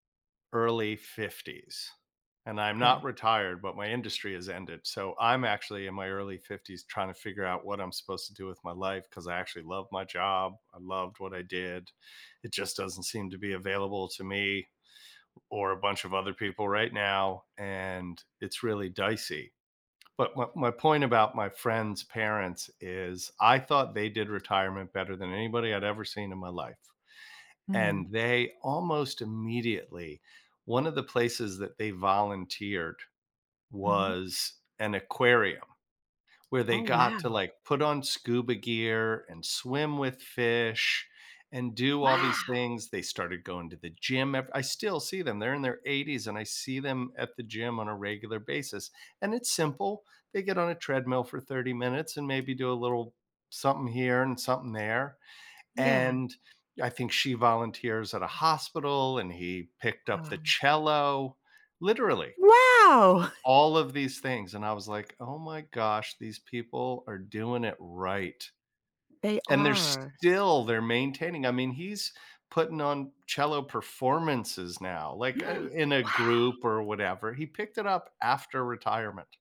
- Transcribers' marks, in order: tapping; stressed: "Wow"; stressed: "Wow"; chuckle; stressed: "still"; gasp
- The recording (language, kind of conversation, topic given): English, unstructured, How can taking time to reflect on your actions help you grow as a person?
- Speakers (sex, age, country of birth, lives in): female, 60-64, United States, United States; male, 55-59, United States, United States